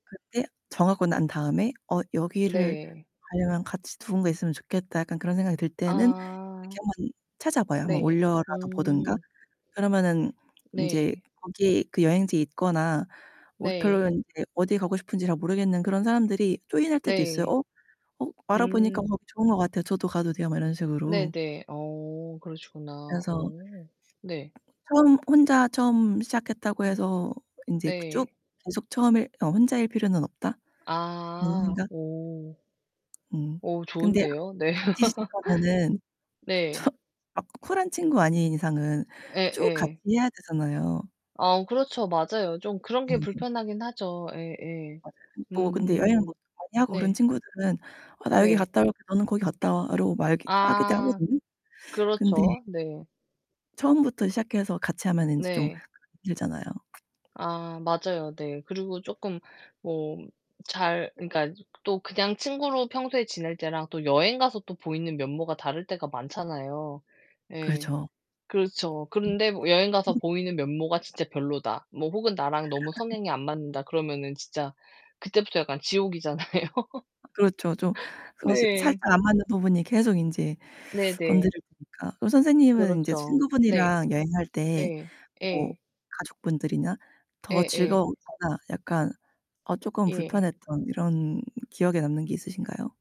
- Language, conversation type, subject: Korean, unstructured, 혼자 여행하는 것과 친구와 함께 여행하는 것 중 어느 쪽이 더 좋으신가요?
- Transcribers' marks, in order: distorted speech; other background noise; static; laugh; tapping; unintelligible speech; unintelligible speech; laugh; laughing while speaking: "지옥이잖아요"; laugh